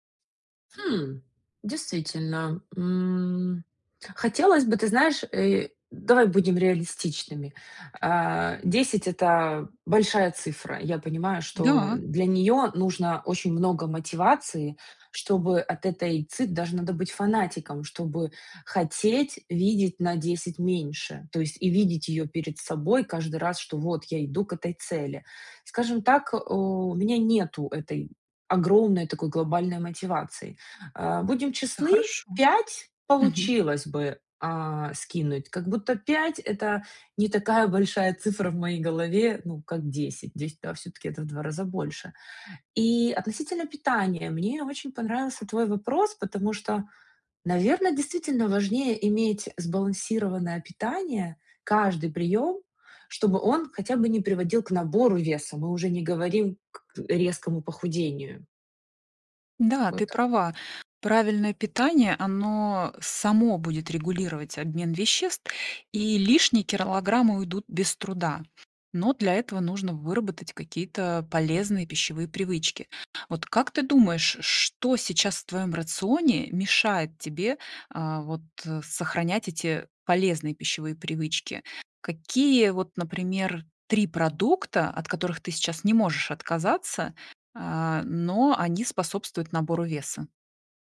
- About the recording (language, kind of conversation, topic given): Russian, advice, Как вы переживаете из-за своего веса и чего именно боитесь при мысли об изменениях в рационе?
- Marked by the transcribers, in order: tapping; "килограммы" said as "киролограммы"